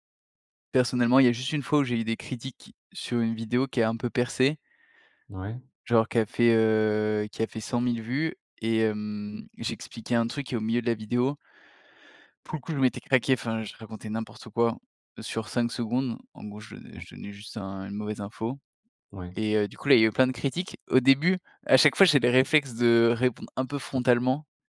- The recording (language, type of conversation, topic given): French, podcast, Comment faire pour collaborer sans perdre son style ?
- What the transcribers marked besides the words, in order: drawn out: "heu"; other background noise; chuckle